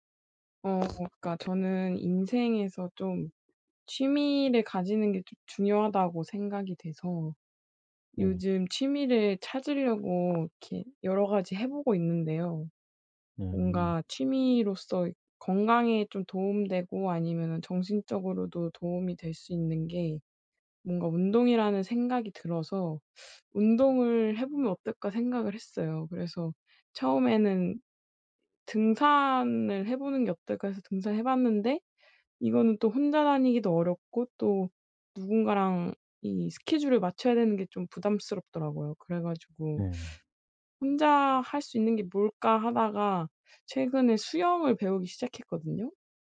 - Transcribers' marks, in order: other background noise
- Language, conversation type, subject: Korean, advice, 바쁜 일정 속에서 취미 시간을 어떻게 확보할 수 있을까요?